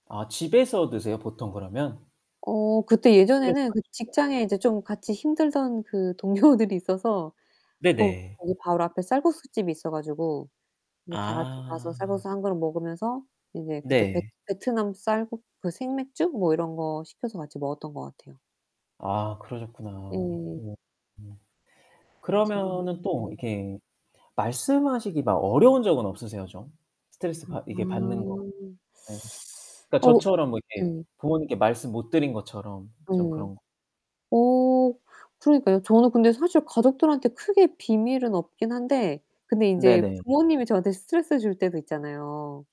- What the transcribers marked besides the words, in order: other background noise; distorted speech; laughing while speaking: "동료들이"; background speech; unintelligible speech; teeth sucking
- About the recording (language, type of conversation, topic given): Korean, unstructured, 스트레스를 받을 때 주로 혼자 해결하는 편이신가요, 아니면 주변에 도움을 요청하시나요?